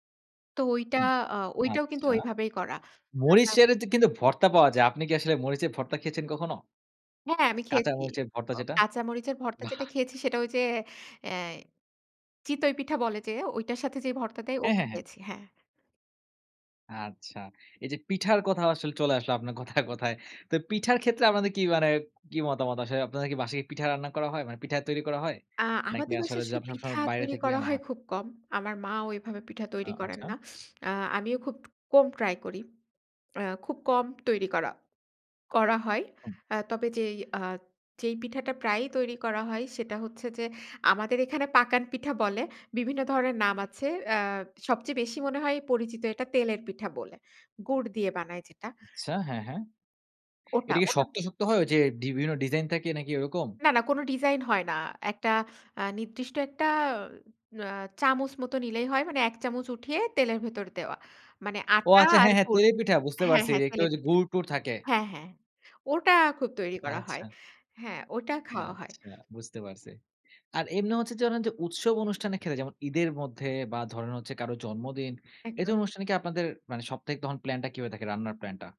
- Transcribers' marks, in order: laughing while speaking: "আপনার কথায়, কথায়"
- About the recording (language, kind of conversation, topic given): Bengali, podcast, আপনি সাপ্তাহিক রান্নার পরিকল্পনা কীভাবে করেন?